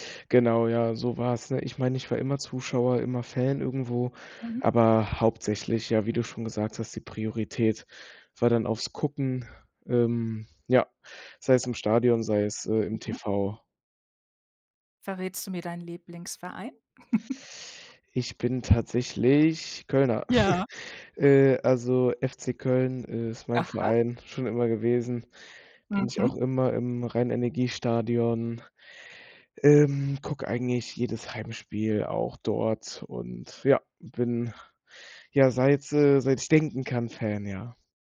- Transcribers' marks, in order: chuckle; chuckle; other background noise; joyful: "Aha"
- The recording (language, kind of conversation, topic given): German, podcast, Erzähl mal, wie du zu deinem liebsten Hobby gekommen bist?